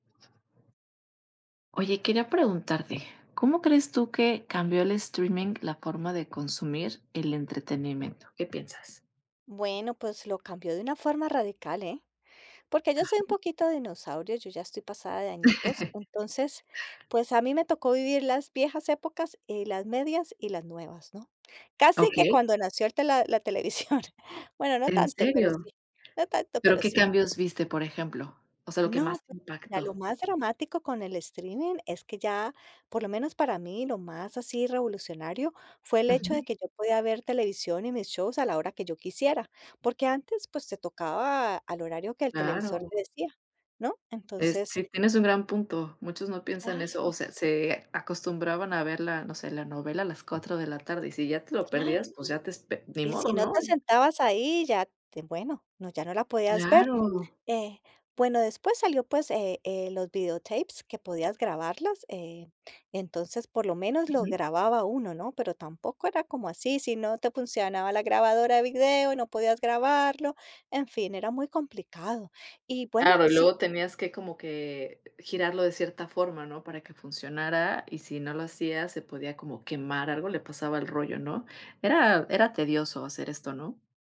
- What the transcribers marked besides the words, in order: tapping; chuckle; laughing while speaking: "televisión"; other background noise
- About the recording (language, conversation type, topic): Spanish, podcast, ¿Cómo ha cambiado el streaming la forma en que consumimos entretenimiento?
- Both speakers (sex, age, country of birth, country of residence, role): female, 35-39, Mexico, United States, host; female, 55-59, Colombia, United States, guest